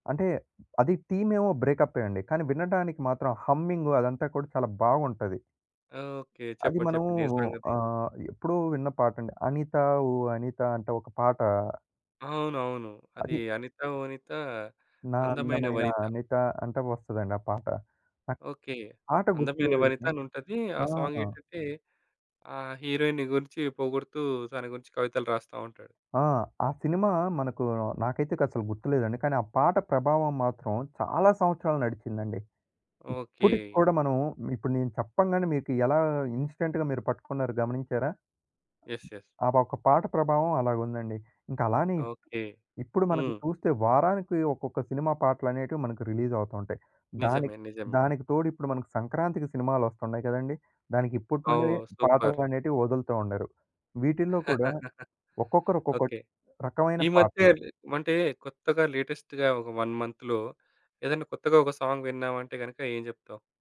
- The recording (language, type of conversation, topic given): Telugu, podcast, షేర్ చేసుకునే పాటల జాబితాకు పాటలను ఎలా ఎంపిక చేస్తారు?
- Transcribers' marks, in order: other background noise; in English: "ఇన్స్టెంట్‌గా"; in English: "యెస్. యెస్"; in English: "రిలీజ్"; in English: "సూపర్"; chuckle; in English: "లేటెస్ట్‌గా"; in English: "వన్ మంత్‌లో"; in English: "సాంగ్"